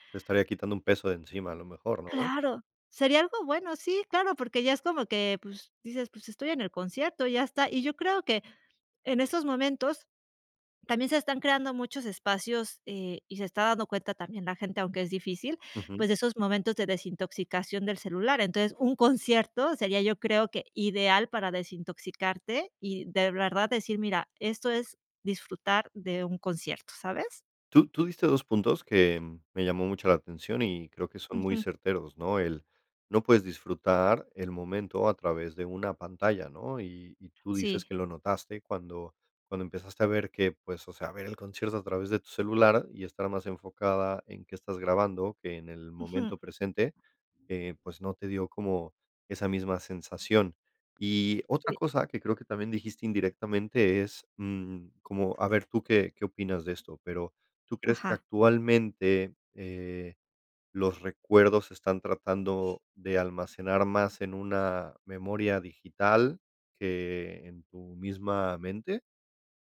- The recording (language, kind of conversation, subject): Spanish, podcast, ¿Qué opinas de la gente que usa el celular en conciertos?
- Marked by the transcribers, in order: none